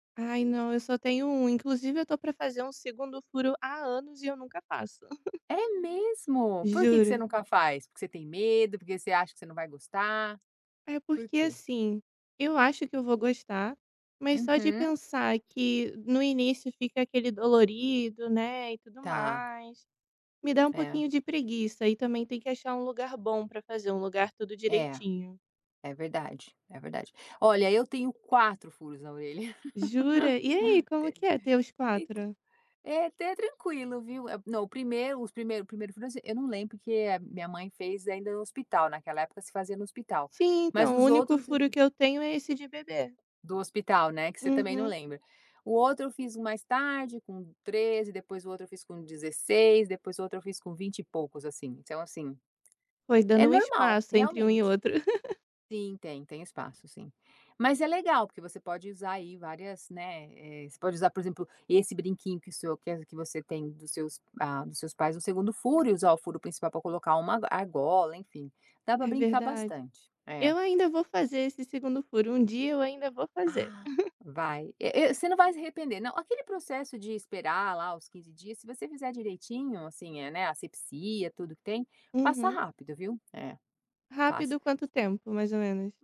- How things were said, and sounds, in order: chuckle; laugh; giggle; other background noise; chuckle
- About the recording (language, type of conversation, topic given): Portuguese, podcast, Como você descreveria seu estilo pessoal, sem complicar muito?